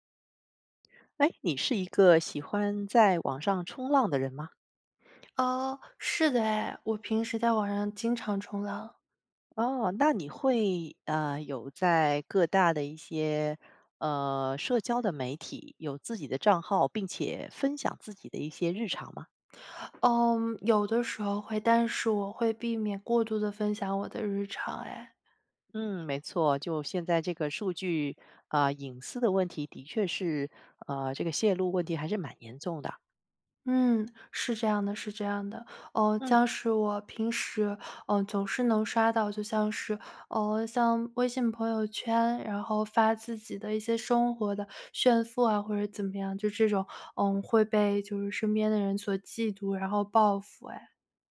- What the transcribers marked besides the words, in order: none
- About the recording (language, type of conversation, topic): Chinese, podcast, 如何在网上既保持真诚又不过度暴露自己？